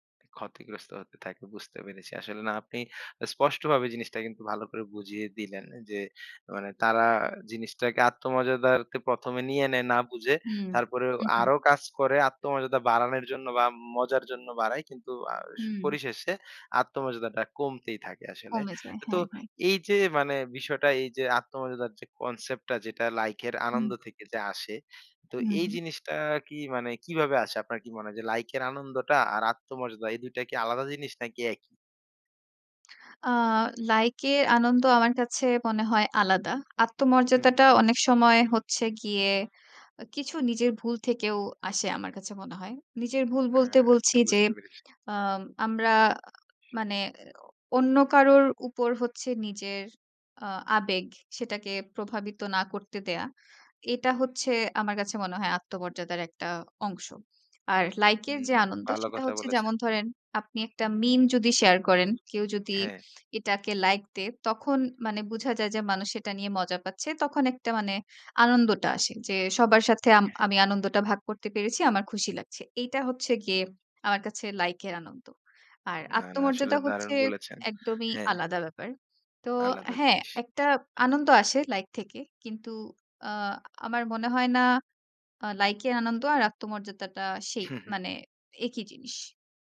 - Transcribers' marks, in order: chuckle
- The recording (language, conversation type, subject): Bengali, podcast, লাইকের সংখ্যা কি তোমার আত্মমর্যাদাকে প্রভাবিত করে?